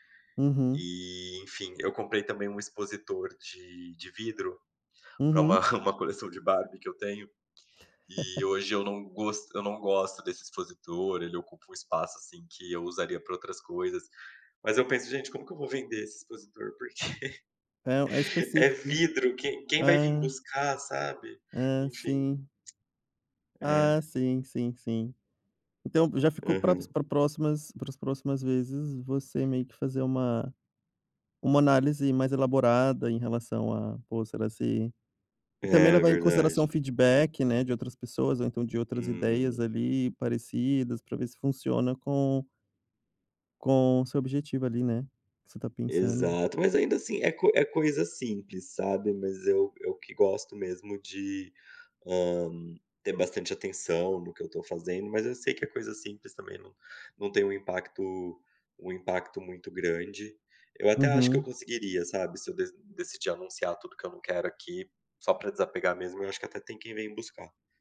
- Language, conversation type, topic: Portuguese, podcast, Como você transforma uma ideia vaga em algo concreto?
- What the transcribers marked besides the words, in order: chuckle; laugh; chuckle; tapping